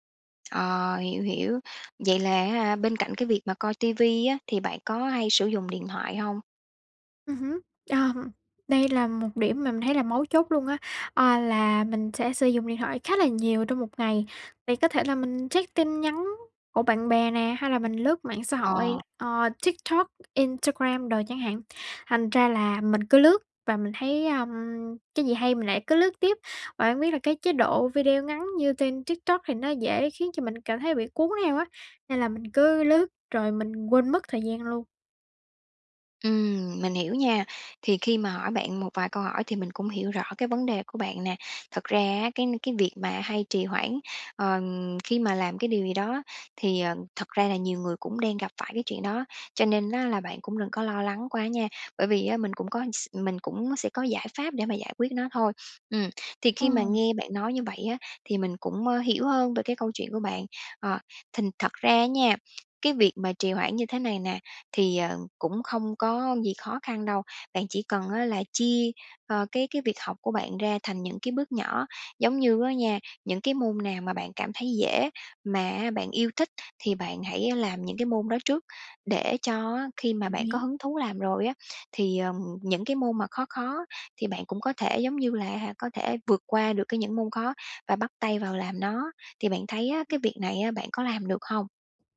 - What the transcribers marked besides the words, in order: other background noise; tapping; chuckle; horn
- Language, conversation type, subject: Vietnamese, advice, Làm thế nào để bỏ thói quen trì hoãn các công việc quan trọng?
- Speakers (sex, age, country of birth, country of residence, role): female, 18-19, Vietnam, Vietnam, user; female, 30-34, Vietnam, Vietnam, advisor